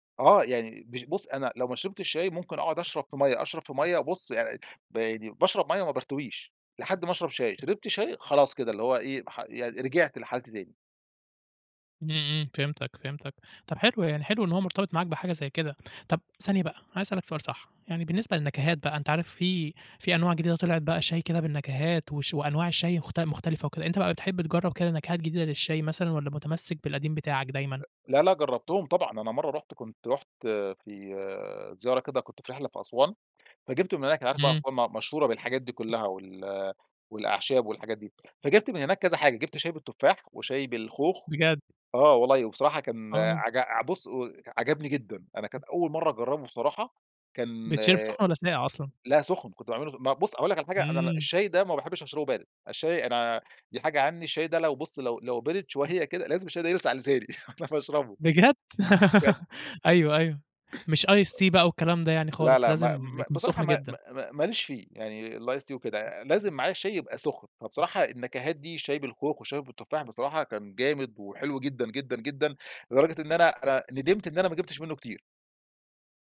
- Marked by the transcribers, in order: other background noise; tapping; laughing while speaking: "يلسع لساني علشان اشربه"; laugh; giggle; in English: "ice tea"; in English: "الice tea"
- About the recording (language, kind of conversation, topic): Arabic, podcast, إيه عاداتك مع القهوة أو الشاي في البيت؟